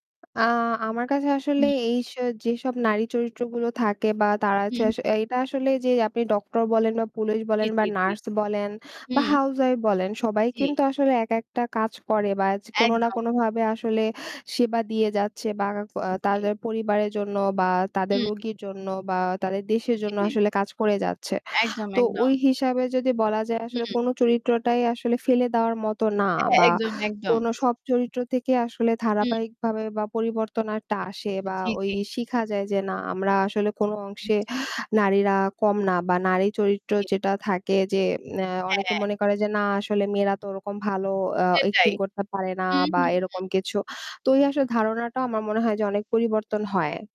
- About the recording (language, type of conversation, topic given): Bengali, unstructured, সিনেমায় নারীদের চরিত্র নিয়ে আপনার কী ধারণা?
- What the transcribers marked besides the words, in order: tapping; distorted speech; "পরিবর্তনটা" said as "পরিবর্তনাটা"; "চরিত্র" said as "চরিত"; in English: "acting"